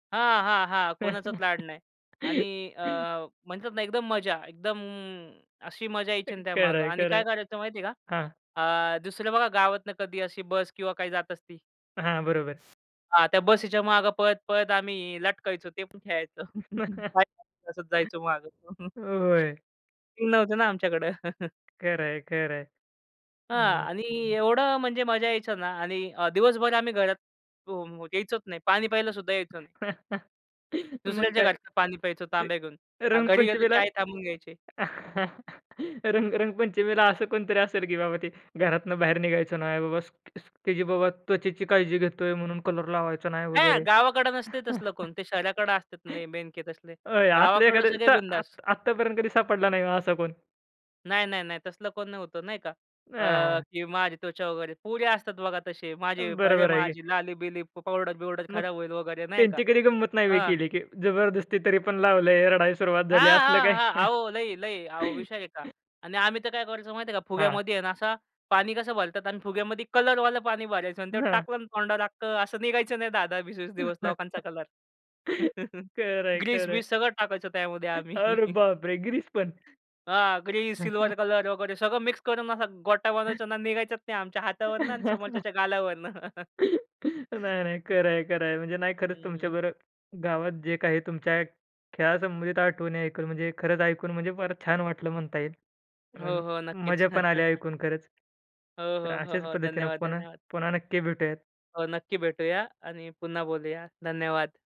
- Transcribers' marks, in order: laugh; tapping; other background noise; other noise; chuckle; chuckle; unintelligible speech; chuckle; unintelligible speech; unintelligible speech; chuckle; chuckle; chuckle; chuckle; chuckle; laughing while speaking: "खरं आहे, खरं आहे"; chuckle; chuckle; laugh; laugh; laughing while speaking: "नाही, नाही, खरं आहे, खरं आहे"; chuckle; chuckle
- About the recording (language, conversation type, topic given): Marathi, podcast, गावात खेळताना तुला सर्वात आवडणारी कोणती आठवण आहे?